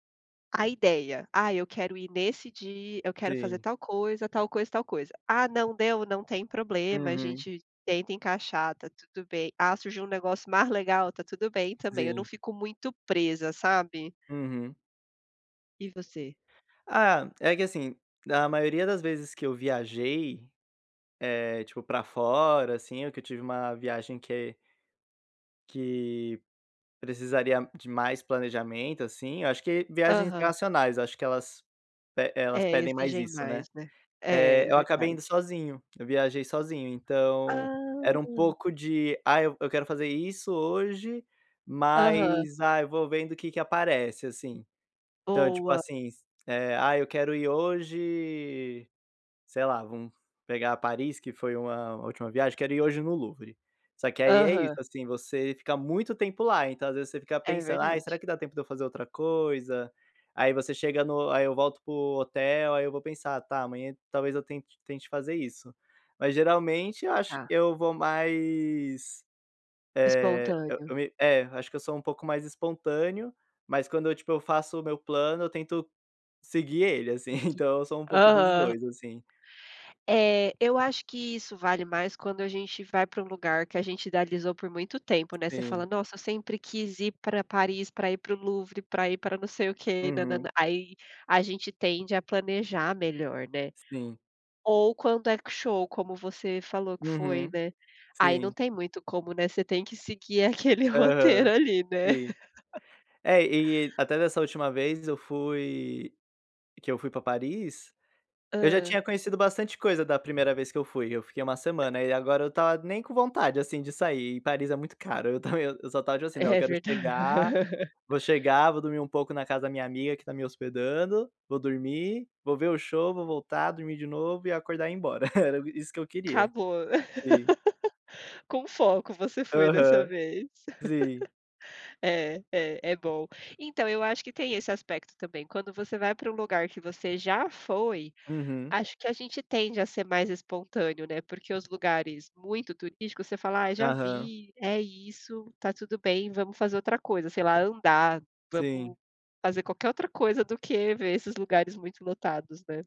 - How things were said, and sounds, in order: tapping; chuckle; laugh; other noise; laugh; chuckle; laugh; laugh
- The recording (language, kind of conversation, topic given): Portuguese, unstructured, Qual dica você daria para quem vai viajar pela primeira vez?